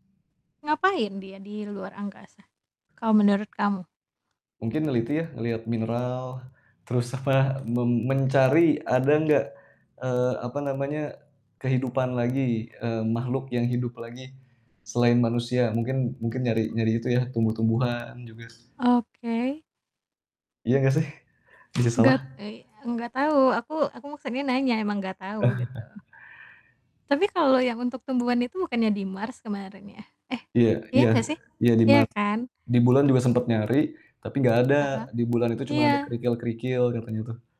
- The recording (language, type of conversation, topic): Indonesian, unstructured, Bagaimana pendapatmu tentang perjalanan manusia pertama ke bulan?
- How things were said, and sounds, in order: other background noise; distorted speech; static; tapping; background speech; chuckle